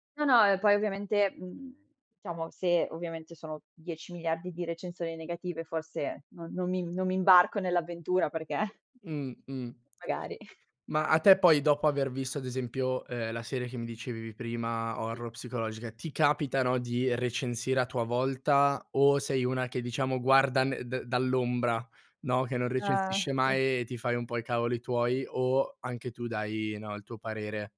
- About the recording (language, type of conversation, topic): Italian, podcast, Come scegli cosa guardare sulle piattaforme di streaming?
- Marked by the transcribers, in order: "diciamo" said as "ciamo"; other background noise; chuckle